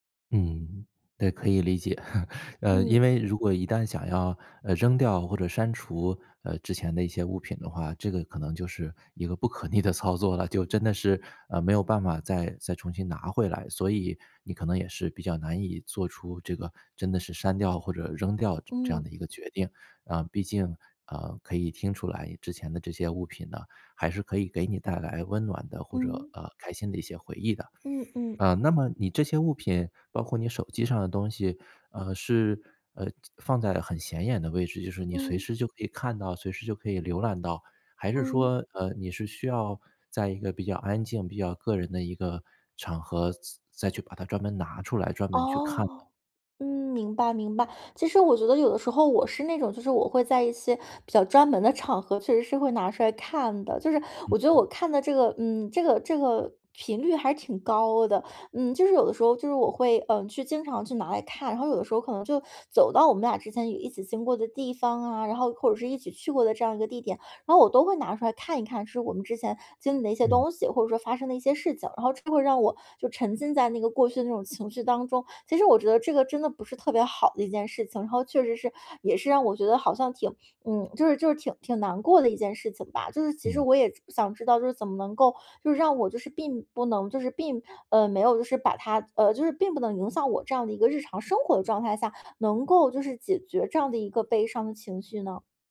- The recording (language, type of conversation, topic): Chinese, advice, 分手后，我该删除还是保留与前任有关的所有纪念物品？
- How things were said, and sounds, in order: chuckle